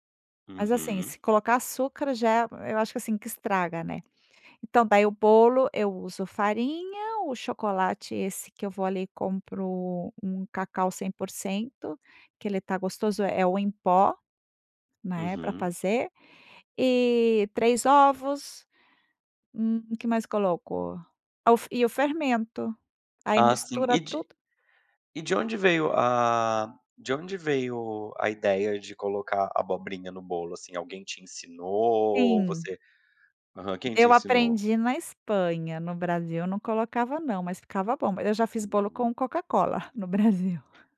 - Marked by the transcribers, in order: none
- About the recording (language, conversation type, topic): Portuguese, podcast, Que receita caseira você faz quando quer consolar alguém?